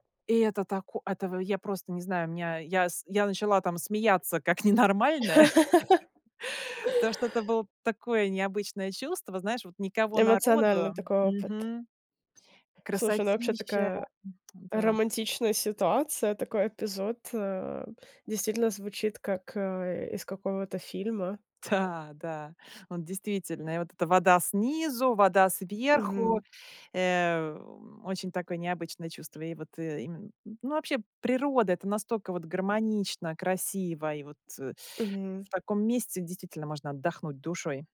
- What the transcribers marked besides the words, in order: laugh; laughing while speaking: "как ненормальная"; laugh; laughing while speaking: "Да"; tapping
- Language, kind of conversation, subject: Russian, podcast, Какое природное место по-настоящему вдохновляет тебя?